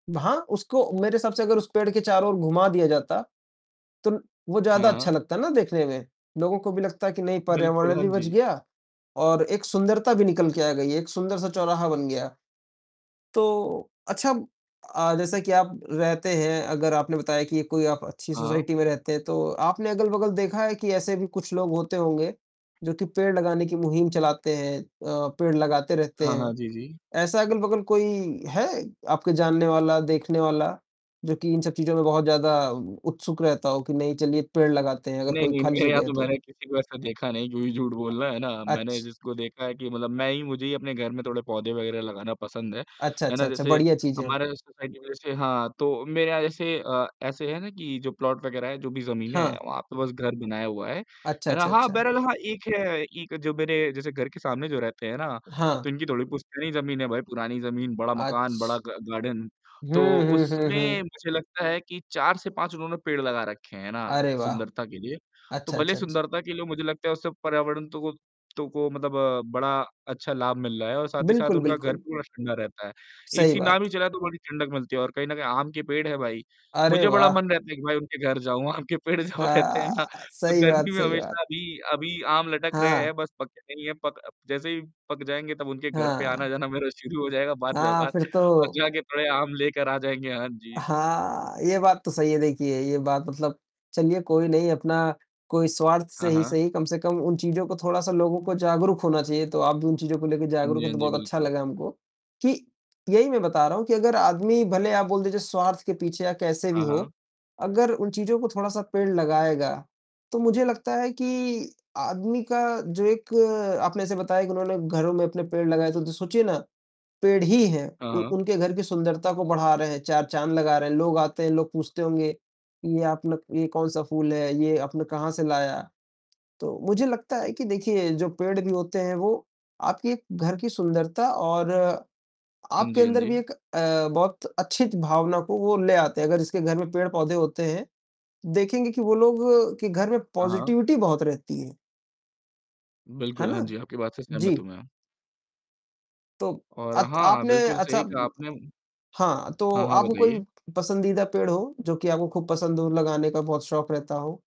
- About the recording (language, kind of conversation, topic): Hindi, unstructured, आपको क्या लगता है कि हर दिन एक पेड़ लगाने से क्या फर्क पड़ेगा?
- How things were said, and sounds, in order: distorted speech; in English: "सोसाइटी"; laughing while speaking: "मेरे यहाँ"; in English: "सोसाइटी"; in English: "प्लॉट"; in English: "ग गार्डन"; laughing while speaking: "आम के पेड़ जब रहते हैं ना, तो गर्मी में हमेशा"; laughing while speaking: "आना-जाना मेरा शुरू हो जाएगा"; in English: "पॉज़िटिविटी"